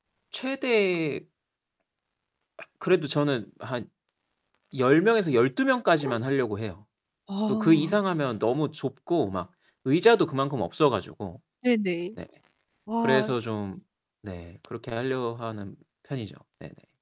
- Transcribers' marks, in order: tapping; gasp; static; distorted speech
- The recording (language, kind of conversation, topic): Korean, podcast, 각자 한 가지씩 요리를 가져오는 모임은 어떻게 운영하면 좋을까요?